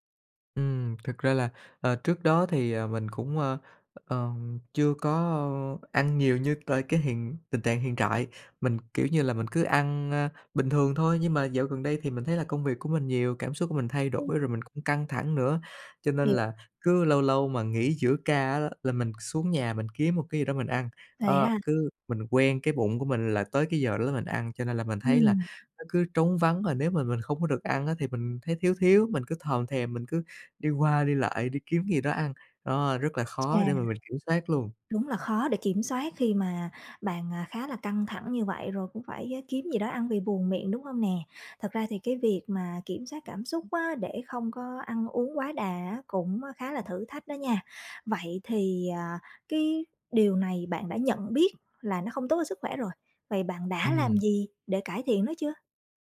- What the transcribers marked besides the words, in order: tapping
- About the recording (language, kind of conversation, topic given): Vietnamese, advice, Bạn thường ăn theo cảm xúc như thế nào khi buồn hoặc căng thẳng?